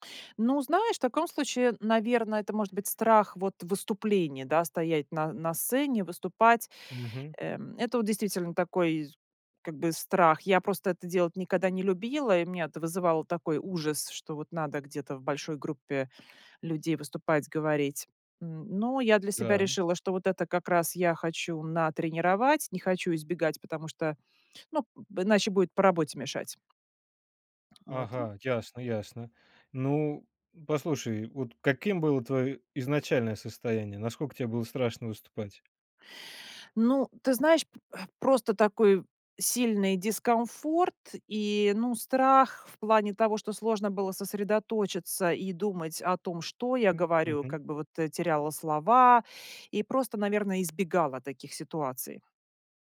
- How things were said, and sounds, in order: tapping
- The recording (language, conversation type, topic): Russian, podcast, Как ты работаешь со своими страхами, чтобы их преодолеть?